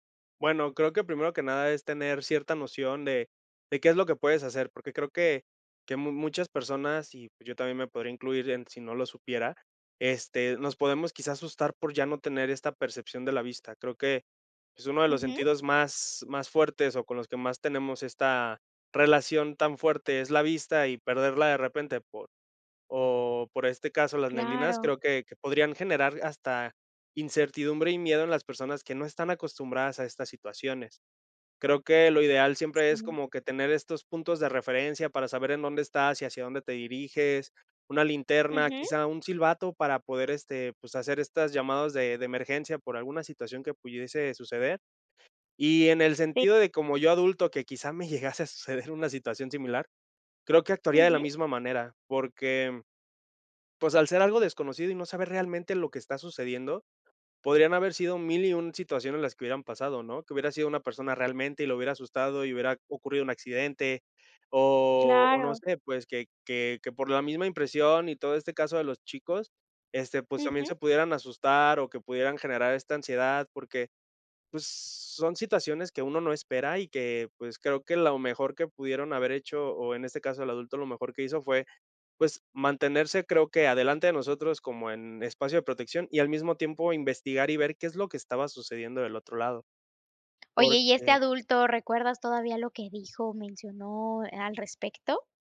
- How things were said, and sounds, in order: laughing while speaking: "llegase a suceder"; other background noise
- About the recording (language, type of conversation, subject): Spanish, podcast, ¿Cuál es una aventura al aire libre que nunca olvidaste?